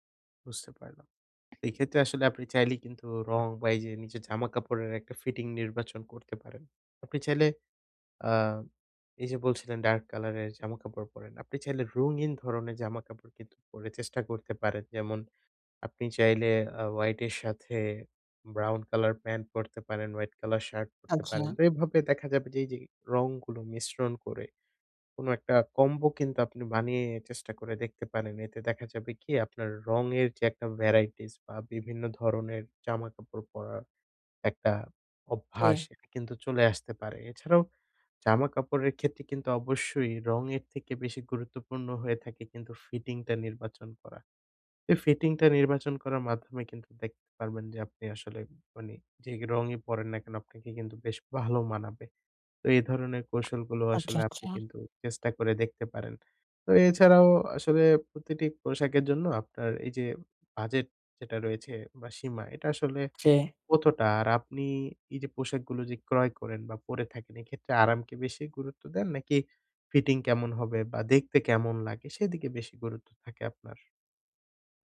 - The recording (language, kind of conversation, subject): Bengali, advice, দৈনন্দিন জীবন, অফিস এবং দিন-রাতের বিভিন্ন সময়ে দ্রুত ও সহজে পোশাক কীভাবে বেছে নিতে পারি?
- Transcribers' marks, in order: in English: "কম্বো"; in English: "ভ্যারাইটিস"